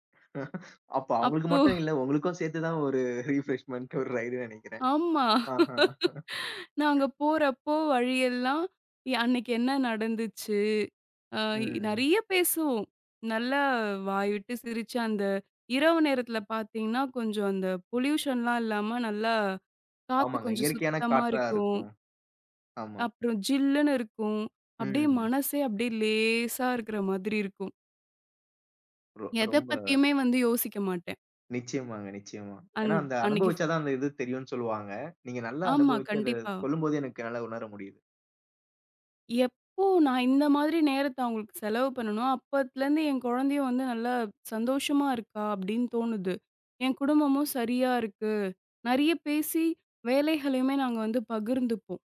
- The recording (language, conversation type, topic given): Tamil, podcast, பணத்திற்காக உங்கள் தனிநேரத்தை குறைப்பது சரியா, அல்லது குடும்பத்துடன் செலவிடும் நேரத்திற்கே முன்னுரிமை தர வேண்டுமா?
- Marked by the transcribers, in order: chuckle; laughing while speaking: "அப்போ"; laughing while speaking: "ஒரு ரிப்ரெஷ்மென்ட் ஒரு ரைட்ன்னு நினைக்கிறேன். அ"; in English: "ரிப்ரெஷ்மென்ட்"; in English: "ரைட்ன்னு"; laugh; other noise; drawn out: "ம்"; in English: "பொலியூஷன்லாம்"; drawn out: "லேசா"; other background noise; in English: "அண்ட்"